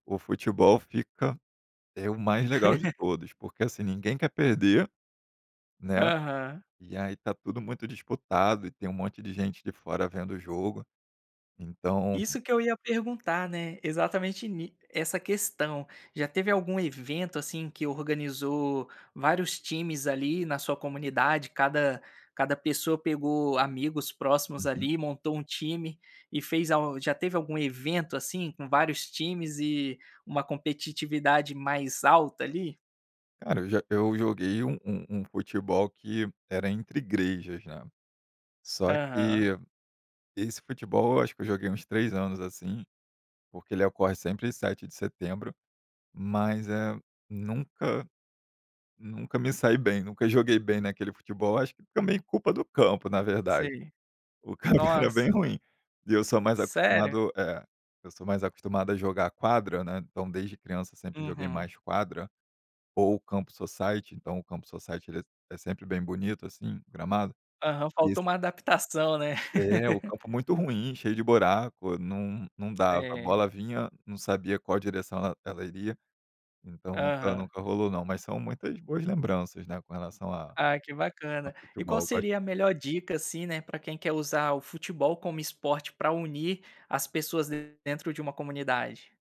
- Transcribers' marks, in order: laugh; other background noise; tapping; laughing while speaking: "O campo"; laugh
- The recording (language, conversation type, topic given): Portuguese, podcast, Como o esporte une as pessoas na sua comunidade?